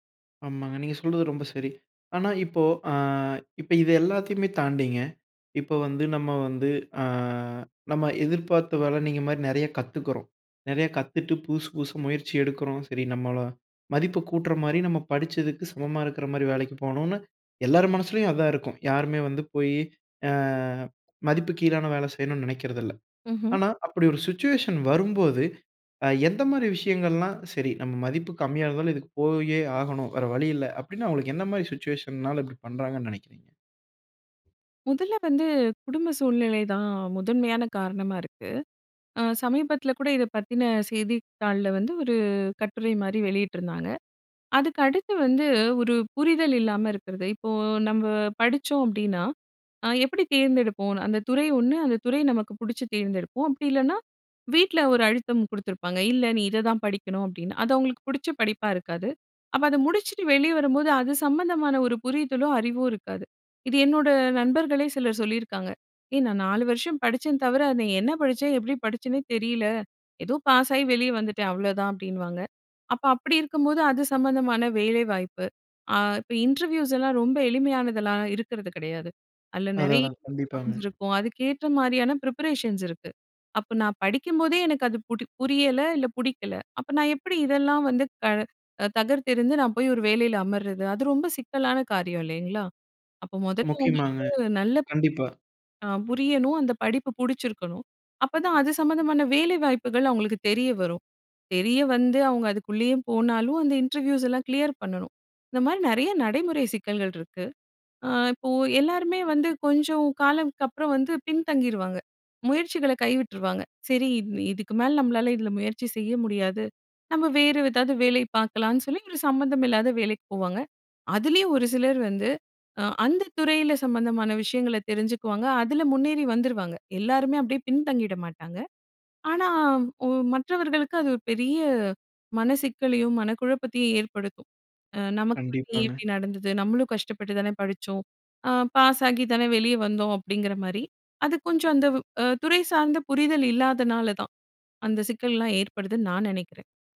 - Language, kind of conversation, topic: Tamil, podcast, இளைஞர்கள் வேலை தேர்வு செய்யும் போது தங்களின் மதிப்புகளுக்கு ஏற்றதா என்பதை எப்படி தீர்மானிக்க வேண்டும்?
- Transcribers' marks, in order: other background noise; "நிறைய" said as "நெறை"; in English: "ப்ரிப்பரேஷன்ஸ்"; "அப்புறம்" said as "கப்புறம்"; "வேற ஏதாவது" said as "வேதாவது"